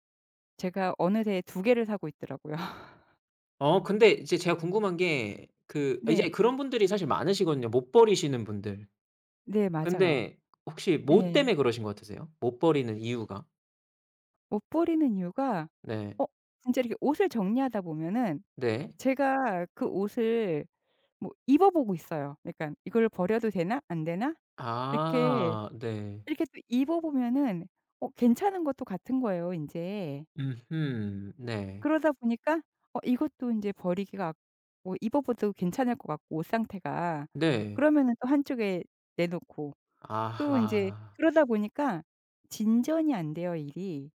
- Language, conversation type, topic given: Korean, advice, 미니멀리즘으로 생활 방식을 바꾸고 싶은데 어디서부터 시작하면 좋을까요?
- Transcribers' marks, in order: laugh; other background noise